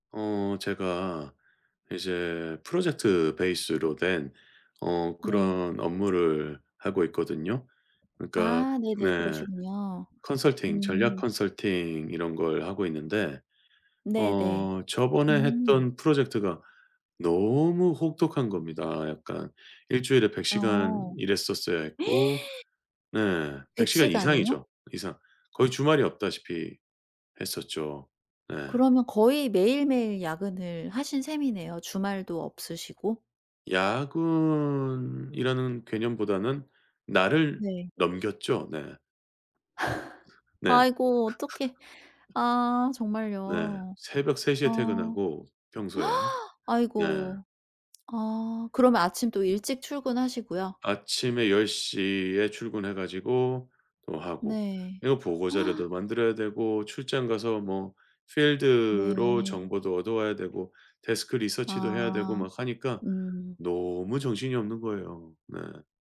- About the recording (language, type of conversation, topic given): Korean, advice, 장기간 과로 후 직장에 복귀하는 것이 불안하고 걱정되는데 어떻게 하면 좋을까요?
- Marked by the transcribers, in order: gasp; sigh; tapping; gasp; other background noise; gasp